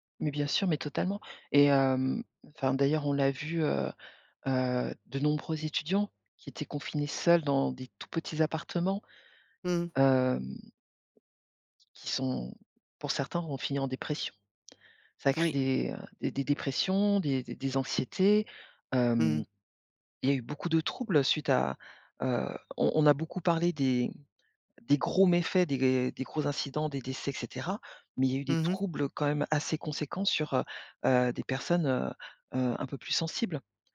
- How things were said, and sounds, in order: other background noise; stressed: "seuls"; stressed: "gros"
- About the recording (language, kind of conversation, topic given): French, podcast, Pourquoi le fait de partager un repas renforce-t-il souvent les liens ?